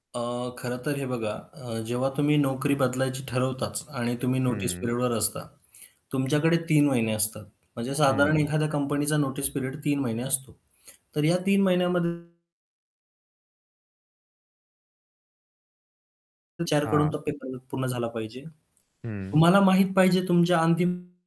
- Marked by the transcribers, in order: static; in English: "नोटीस पिरियडवर"; other background noise; in English: "नोटीस पिरियड"; distorted speech; tapping; unintelligible speech
- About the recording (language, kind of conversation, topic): Marathi, podcast, नोकरी बदलताना आर्थिक तयारी कशी करावी?